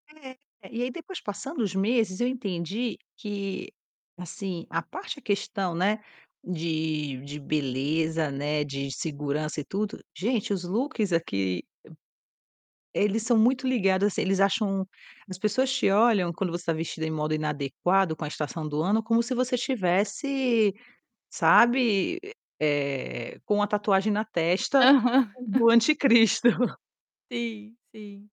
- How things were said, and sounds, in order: distorted speech; in English: "looks"; chuckle; laughing while speaking: "anticristo"; chuckle
- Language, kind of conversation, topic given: Portuguese, podcast, O que inspira você na hora de escolher um look?